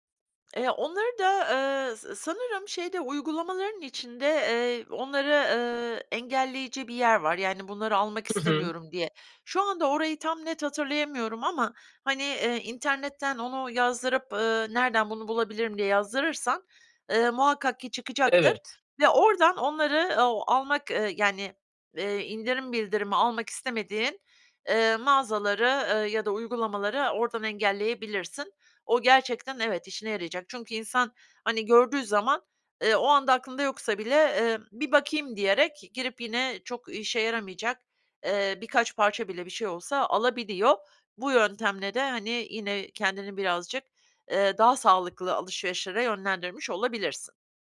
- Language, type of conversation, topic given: Turkish, advice, İndirim dönemlerinde gereksiz alışveriş yapma kaygısıyla nasıl başa çıkabilirim?
- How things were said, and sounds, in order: tapping; other background noise